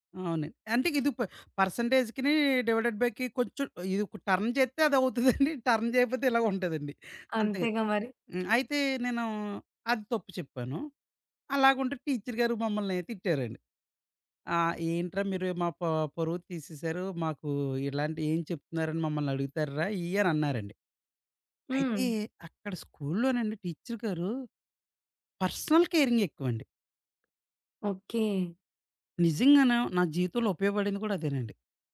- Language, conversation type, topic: Telugu, podcast, చిన్నప్పటి పాఠశాల రోజుల్లో చదువుకు సంబంధించిన ఏ జ్ఞాపకం మీకు ఆనందంగా గుర్తొస్తుంది?
- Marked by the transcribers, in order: in English: "డివైడెడ్ బైకి"; in English: "టర్న్"; in English: "టర్న్"; laughing while speaking: "జేయకపోతే ఇలాగుంటదండి"; tapping; in English: "పర్సనల్"